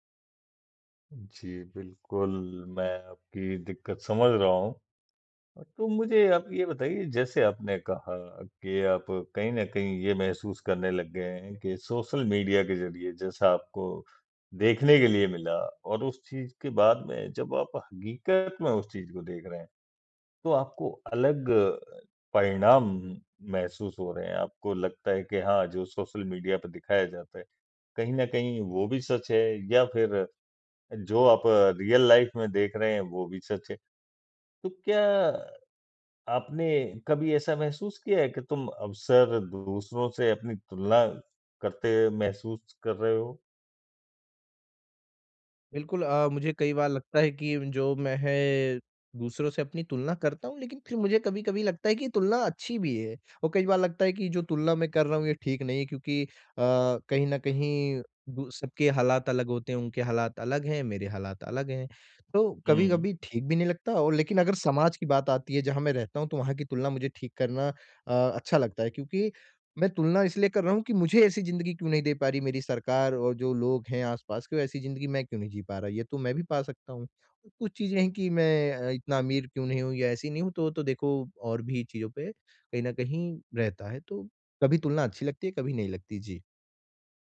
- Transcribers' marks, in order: in English: "रियल लाइफ़"
- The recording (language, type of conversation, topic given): Hindi, advice, FOMO और सामाजिक दबाव
- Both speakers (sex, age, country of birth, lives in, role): male, 20-24, India, India, user; male, 40-44, India, India, advisor